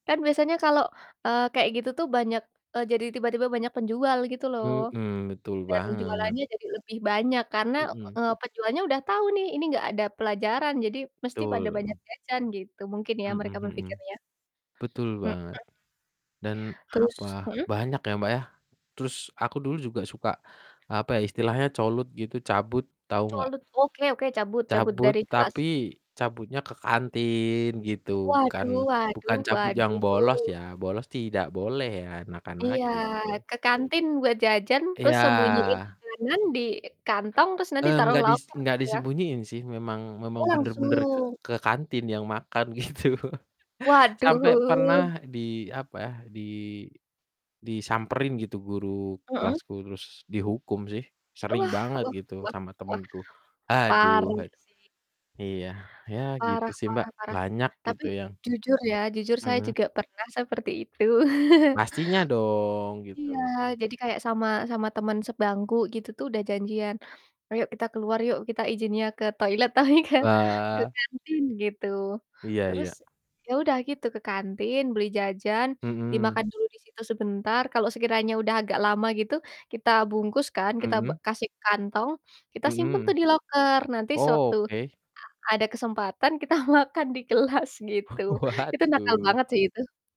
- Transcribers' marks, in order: static; distorted speech; tapping; drawn out: "Waduh"; laughing while speaking: "gitu"; chuckle; laughing while speaking: "Tapi kan"; laughing while speaking: "makan"; laughing while speaking: "kelas"; laughing while speaking: "Waduh"
- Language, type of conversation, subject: Indonesian, unstructured, Kegiatan apa di sekolah yang paling kamu tunggu-tunggu?